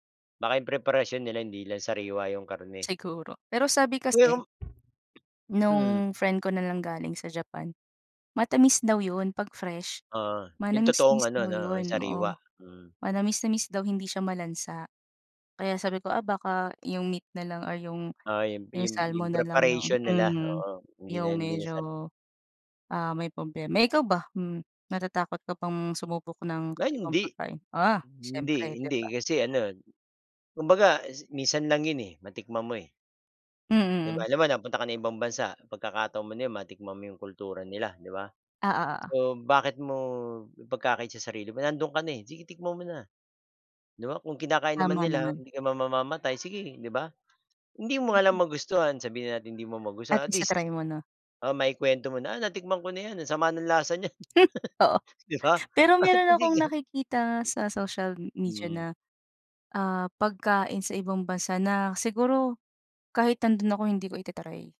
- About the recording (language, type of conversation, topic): Filipino, unstructured, Ano ang pinaka-masarap o pinaka-kakaibang pagkain na nasubukan mo?
- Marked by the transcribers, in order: unintelligible speech; other background noise; other street noise; laugh